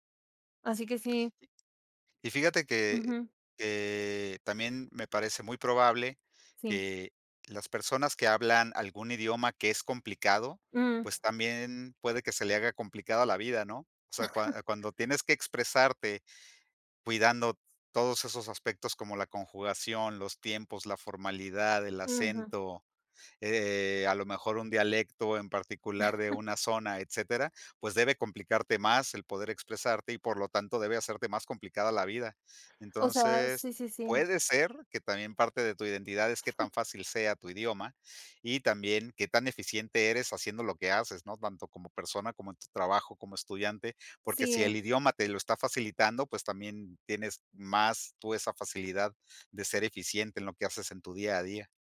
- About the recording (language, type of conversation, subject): Spanish, podcast, ¿Qué papel juega el idioma en tu identidad?
- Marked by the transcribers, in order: chuckle; chuckle; chuckle